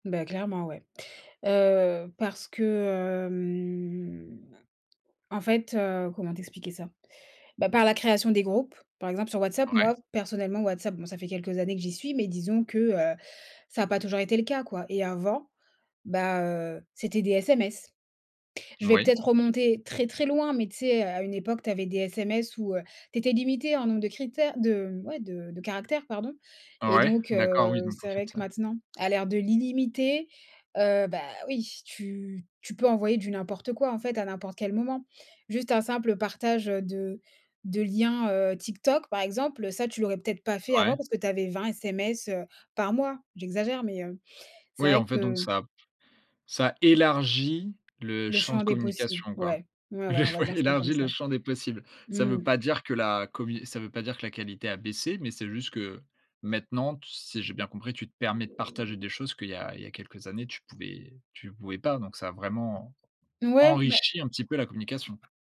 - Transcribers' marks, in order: drawn out: "hem"; stressed: "élargit"; laughing while speaking: "Le ouais"; tapping; other background noise
- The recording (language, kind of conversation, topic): French, podcast, Comment préserver des relations authentiques à l’ère des réseaux sociaux ?